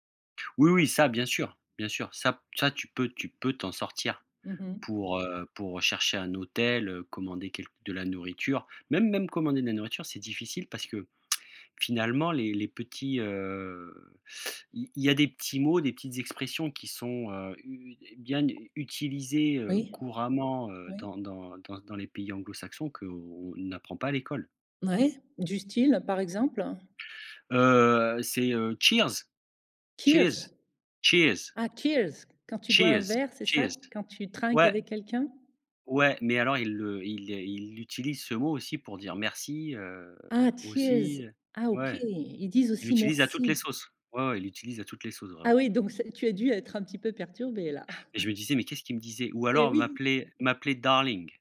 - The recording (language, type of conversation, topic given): French, podcast, Comment gères-tu la barrière de la langue quand tu te perds ?
- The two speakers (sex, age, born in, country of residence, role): female, 55-59, France, Portugal, host; male, 40-44, France, France, guest
- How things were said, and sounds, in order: other background noise; tsk; tapping; in English: "cheers"; put-on voice: "Keers ?"; put-on voice: "Cheers. Cheers"; put-on voice: "keers"; put-on voice: "Cheers, cheers"; put-on voice: "cheers !"; chuckle; in English: "darling"